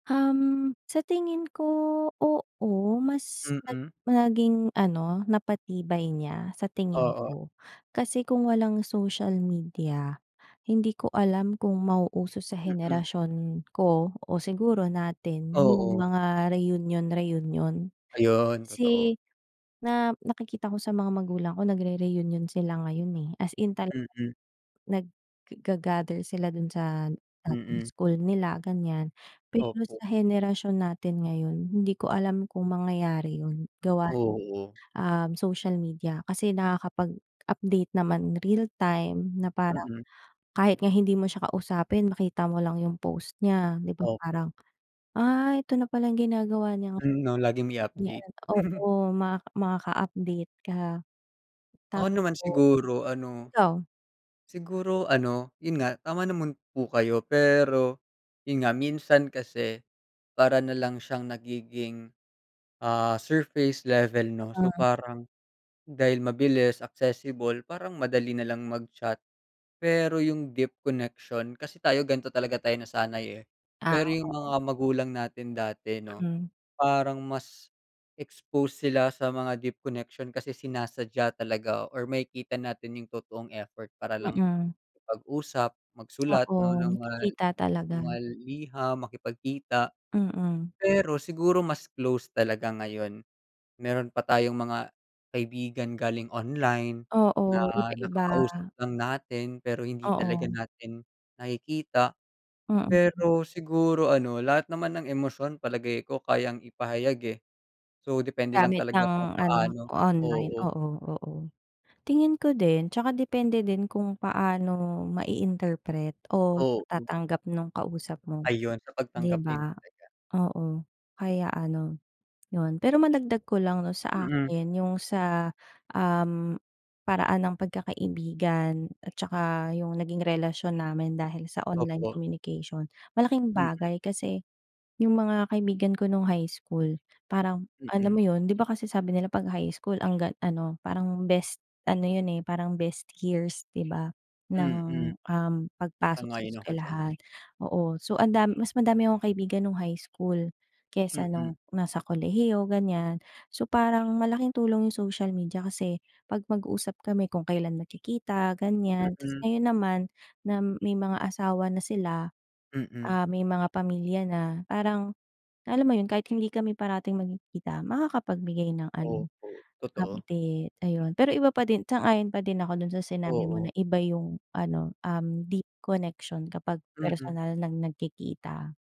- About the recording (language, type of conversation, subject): Filipino, unstructured, Paano ka natutulungan ng social media na makipag-ugnayan sa pamilya at mga kaibigan?
- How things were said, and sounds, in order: other background noise; laugh; tapping